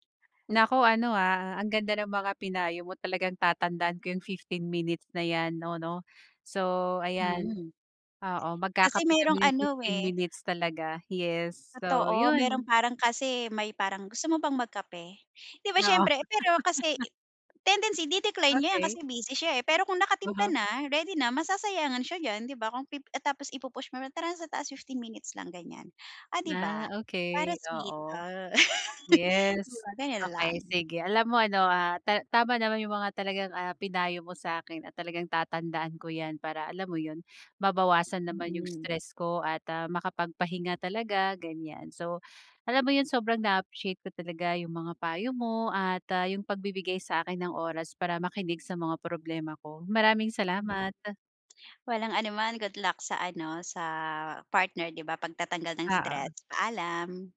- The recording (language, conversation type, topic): Filipino, advice, Paano makakatulong ang tamang paghinga para mabawasan ang stress?
- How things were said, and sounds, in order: other background noise; laugh; laugh; tapping